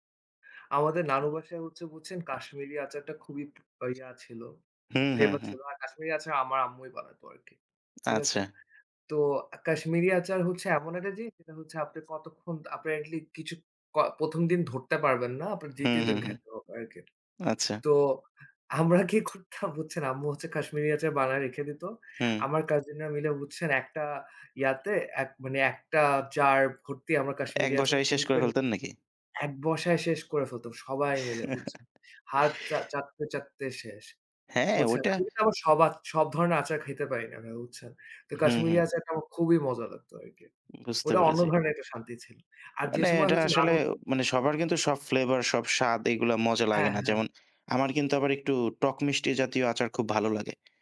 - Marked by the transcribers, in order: other background noise; tapping; in English: "apparently"; laughing while speaking: "তো আমরা কি করতাম বুঝছেন"; unintelligible speech; chuckle
- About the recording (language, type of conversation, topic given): Bengali, unstructured, খাবার নিয়ে আপনার সবচেয়ে মজার স্মৃতিটি কী?